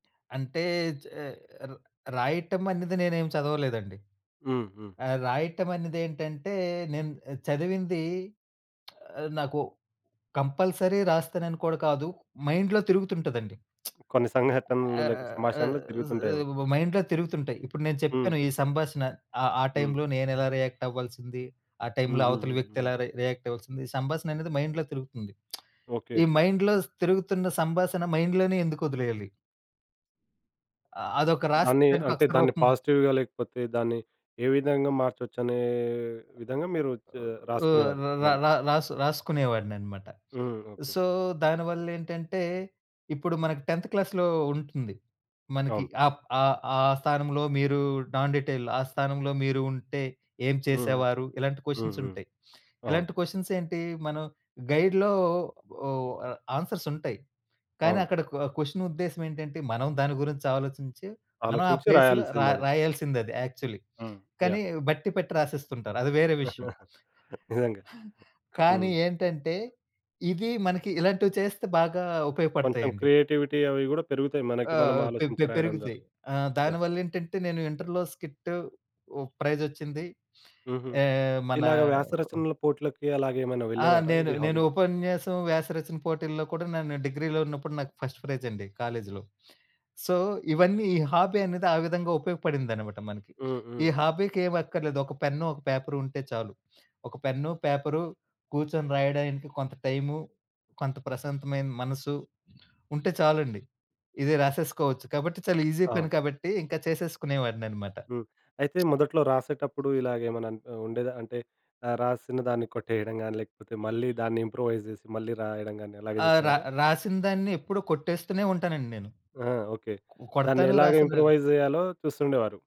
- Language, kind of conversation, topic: Telugu, podcast, ఒక అభిరుచిని మీరు ఎలా ప్రారంభించారో చెప్పగలరా?
- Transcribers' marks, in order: lip smack; in English: "కంపల్సరీ"; in English: "మైండ్‌లో"; lip smack; other noise; in English: "మైండ్‌లో"; in English: "రియాక్ట్"; in English: "రియాక్ట్"; in English: "మైండ్‌లో"; lip smack; in English: "మైండ్‌లో"; in English: "మైండ్‌లోనే"; in English: "పాజిటివ్‌గా"; tapping; in English: "సో"; in English: "టె‌న్త్ క్లాస్‌లో"; in English: "నాన్ డీటెయిల్"; in English: "గైడ్‌లో"; in English: "ప్లేస్‌లో"; in English: "యాక్చలీ"; chuckle; in English: "క్రియేటివిటీ"; horn; in English: "స్కిట్"; in English: "హాబీ"; in English: "ఫస్ట్"; in English: "సో"; in English: "హాబీ"; in English: "హాబీకి"; in English: "ఈజీ"; other background noise; in English: "ఇంప్రూవైజ్"; in English: "ఇంప్రూవైజ్"